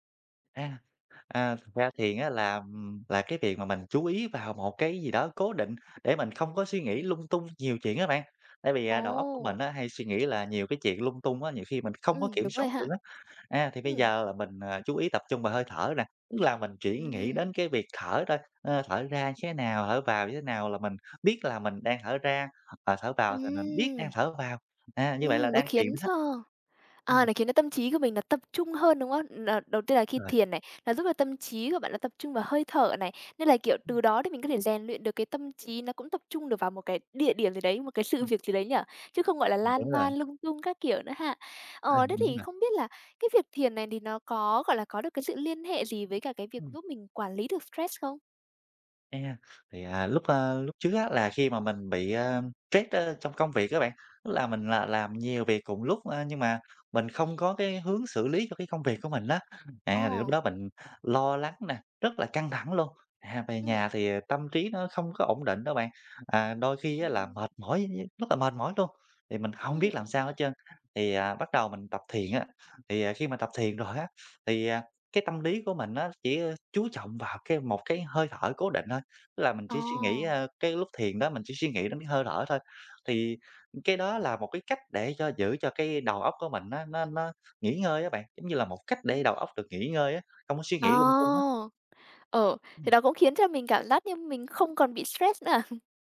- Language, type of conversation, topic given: Vietnamese, podcast, Thiền giúp bạn quản lý căng thẳng như thế nào?
- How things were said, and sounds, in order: other background noise; tapping; unintelligible speech; chuckle